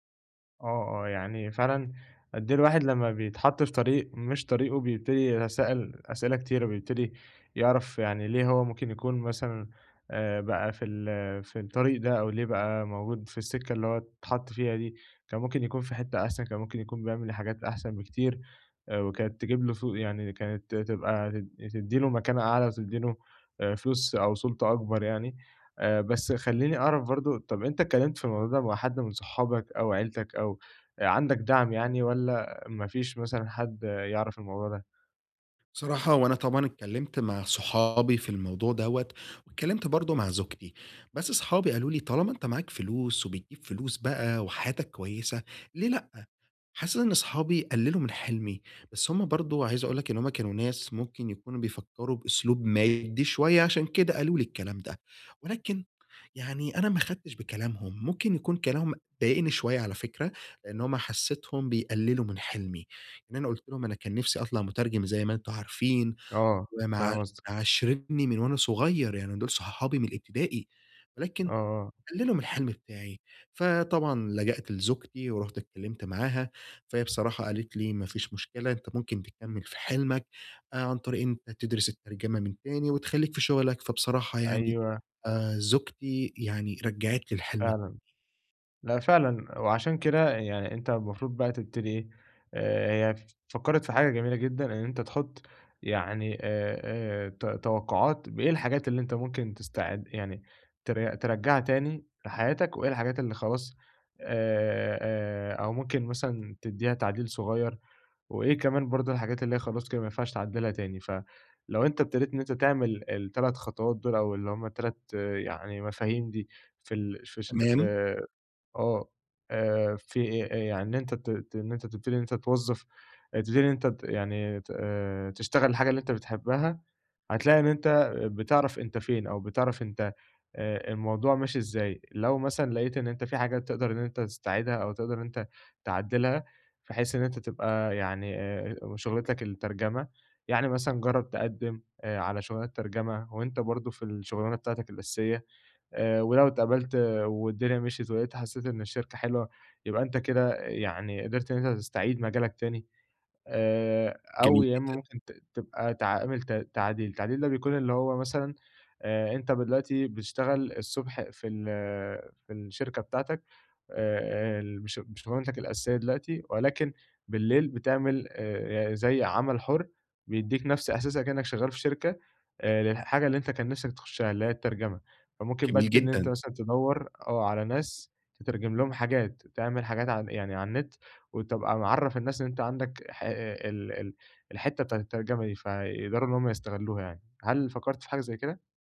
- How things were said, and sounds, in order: unintelligible speech
- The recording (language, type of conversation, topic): Arabic, advice, إزاي أتعامل مع إنّي سيبت أمل في المستقبل كنت متعلق بيه؟